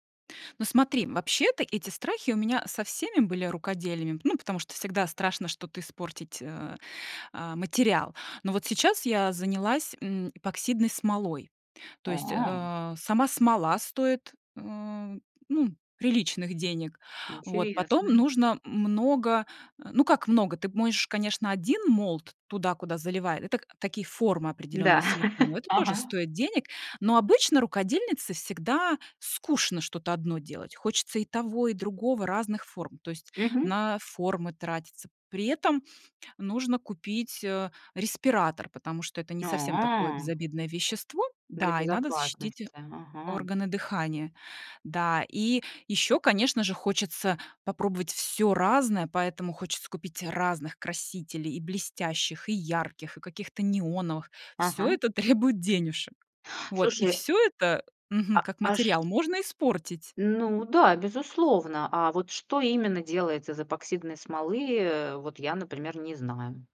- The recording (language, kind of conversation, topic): Russian, podcast, Как ты преодолеваешь страх перед провалом в экспериментах?
- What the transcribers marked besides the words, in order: in English: "mold"; laughing while speaking: "Да"; chuckle; drawn out: "А"